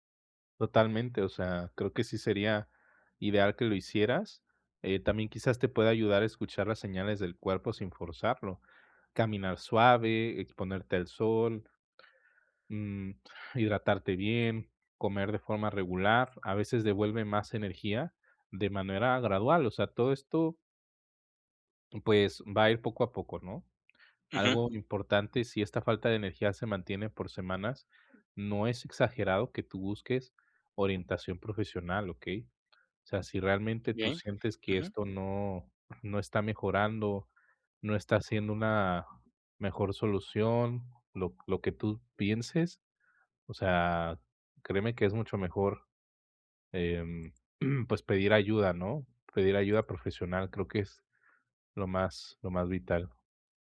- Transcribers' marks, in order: tapping; throat clearing
- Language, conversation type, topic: Spanish, advice, ¿Por qué, aunque he descansado, sigo sin energía?